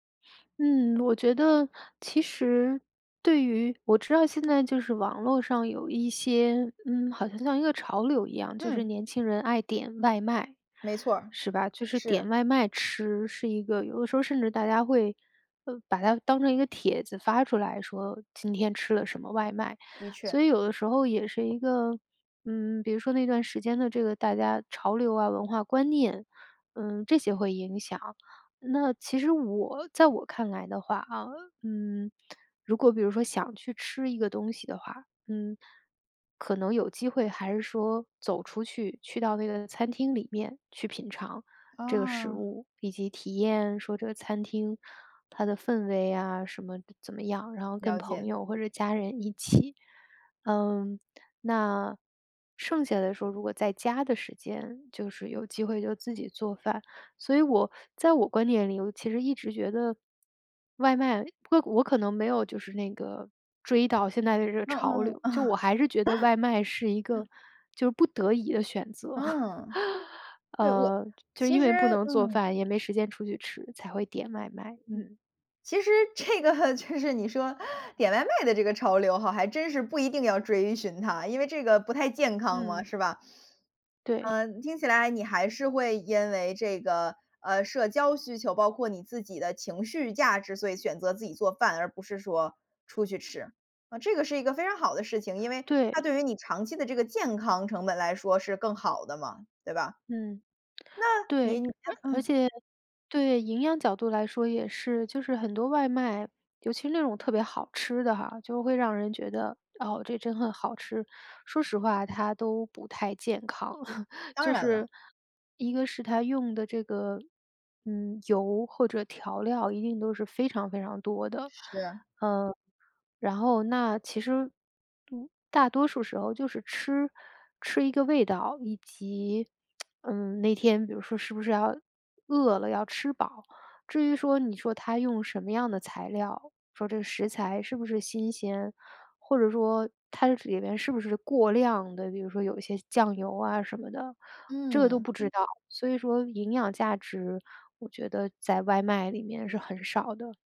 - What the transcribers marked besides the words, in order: other background noise; chuckle; laughing while speaking: "这个 就是你说"; lip smack; other noise; chuckle; tsk
- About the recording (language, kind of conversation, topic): Chinese, podcast, 你怎么看外卖和自己做饭的区别？